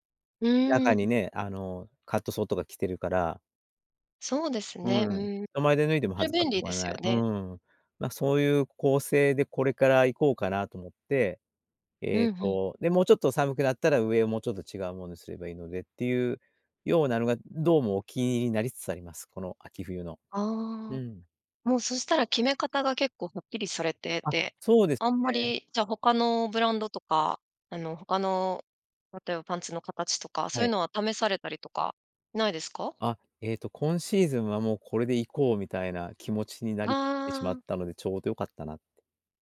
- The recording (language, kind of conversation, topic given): Japanese, podcast, 今の服の好みはどうやって決まった？
- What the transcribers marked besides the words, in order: none